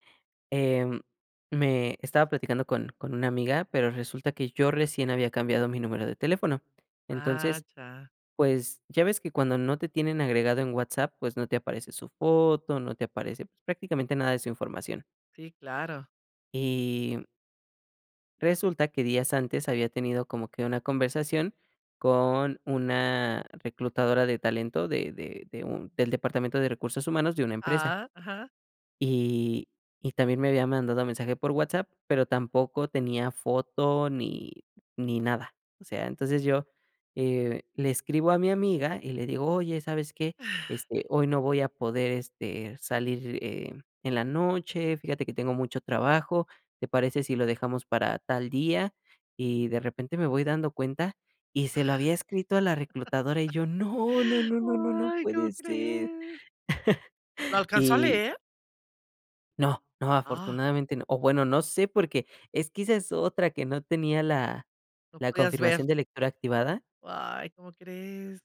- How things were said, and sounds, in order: laugh; chuckle
- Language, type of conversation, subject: Spanish, podcast, ¿Cómo han cambiado las redes sociales la forma en que te relacionas con tus amistades?